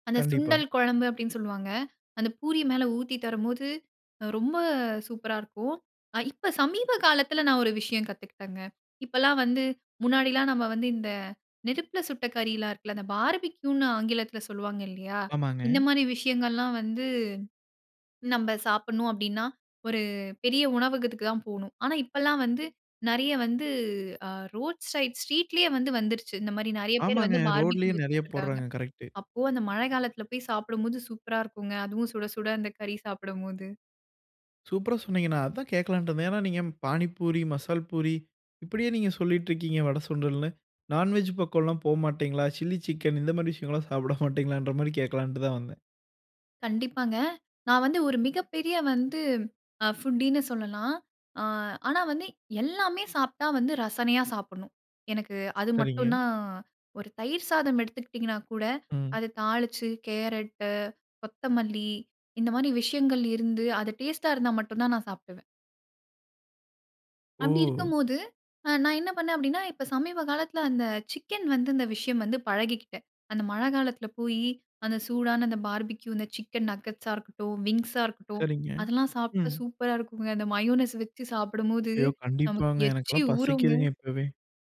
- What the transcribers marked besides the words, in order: in English: "பார்பிக்யூன்னு"; in English: "ரோட் சைட், ஸ்ட்ரீட்லயே"; in English: "பார்பிக்யூ"; laughing while speaking: "சில்லி சிக்கன் இந்த மாதிரி விஷயங்கள்லாம் சாப்பிட மாட்டீங்களன்ற மாதிரி கேட்கலான்ட்டு தான் வந்தேன்"; in English: "ஃபுட்டின்னு"; in English: "பார்பிக்யூ"; in English: "சிக்கன் நகெட்ஸா"; in English: "விங்ஸா"; joyful: "அதெல்லாம் சாப்பிட்டா சூப்பரா இருக்குங்க. அந்த மயோனஸ் வச்சு சாப்பிடும்போது நமக்கு எச்சி ஊறுங்க"
- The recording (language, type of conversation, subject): Tamil, podcast, மழை நாளில் நீங்கள் சாப்பிட்ட ஒரு சிற்றுண்டியைப் பற்றி சொல்ல முடியுமா?
- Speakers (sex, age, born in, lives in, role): female, 25-29, India, India, guest; male, 25-29, India, India, host